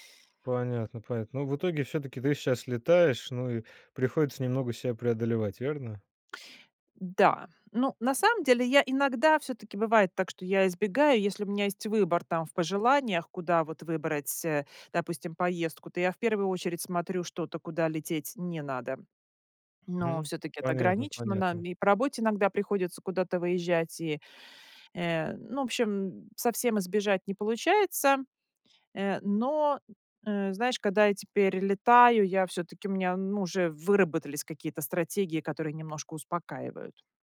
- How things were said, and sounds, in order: none
- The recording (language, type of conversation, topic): Russian, podcast, Как ты работаешь со своими страхами, чтобы их преодолеть?
- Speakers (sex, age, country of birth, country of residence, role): female, 40-44, Russia, Sweden, guest; male, 30-34, Russia, Germany, host